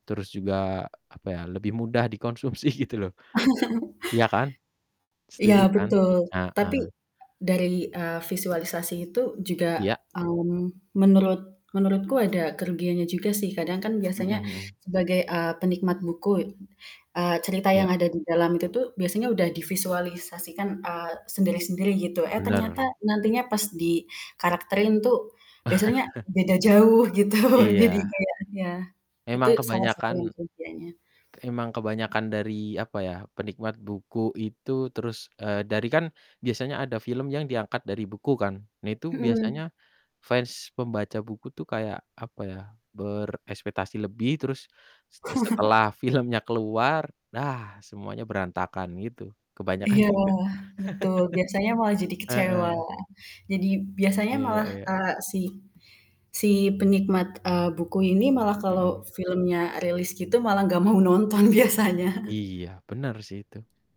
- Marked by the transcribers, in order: laughing while speaking: "dikonsumsi"; static; other background noise; chuckle; chuckle; laughing while speaking: "gitu"; distorted speech; laugh; laughing while speaking: "filmnya"; chuckle; laughing while speaking: "biasanya"; chuckle; tapping
- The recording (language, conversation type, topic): Indonesian, unstructured, Di antara membaca buku dan menonton film, mana yang lebih Anda sukai?